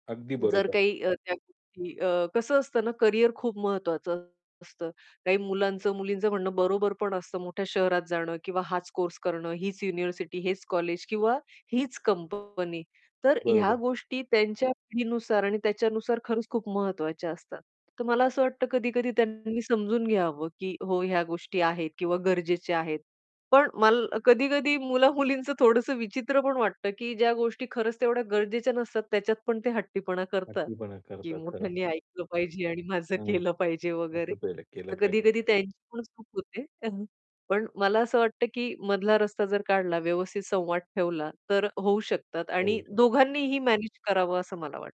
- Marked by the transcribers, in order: static; distorted speech; tapping; laughing while speaking: "मुला-मुलींचं थोडंसं विचित्र पण वाटतं … केलं पाहिजे वगैरे"; "हट्टीपणा" said as "अतिपणा"; chuckle; mechanical hum; other background noise
- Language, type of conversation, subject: Marathi, podcast, कधी निर्णय सामूहिक घ्यावा आणि कधी वैयक्तिक घ्यावा हे तुम्ही कसे ठरवता?